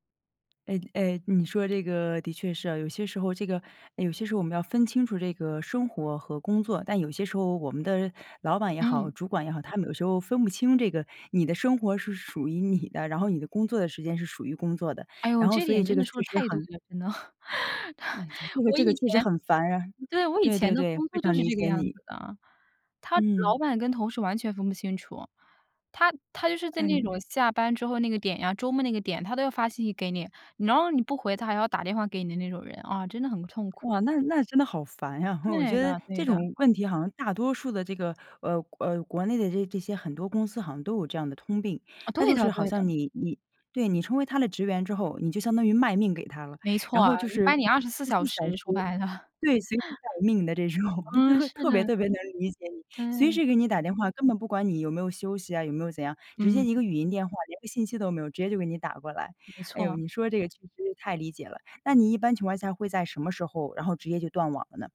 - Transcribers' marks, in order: laughing while speaking: "你的"; chuckle; laughing while speaking: "对"; other background noise; chuckle; laughing while speaking: "白了"; laughing while speaking: "种"; chuckle
- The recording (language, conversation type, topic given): Chinese, podcast, 你会安排固定的断网时间吗？